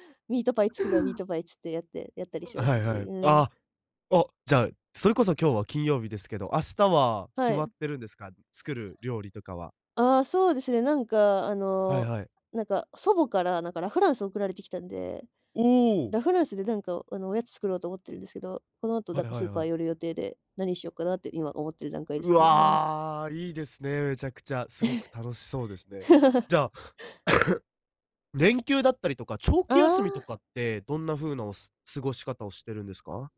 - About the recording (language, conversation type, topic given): Japanese, podcast, 休日はどのように過ごすのがいちばん好きですか？
- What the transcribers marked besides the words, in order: laugh; throat clearing